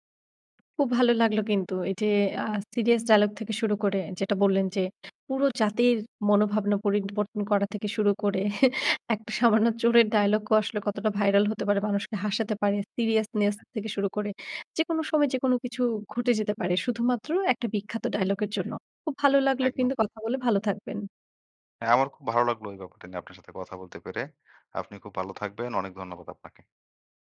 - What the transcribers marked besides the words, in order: laughing while speaking: "করে একটা সামান্য চোরের dialogue আসলে কতটা ভাইরাল হতে পারে?"
- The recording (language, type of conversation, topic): Bengali, podcast, একটি বিখ্যাত সংলাপ কেন চিরস্থায়ী হয়ে যায় বলে আপনি মনে করেন?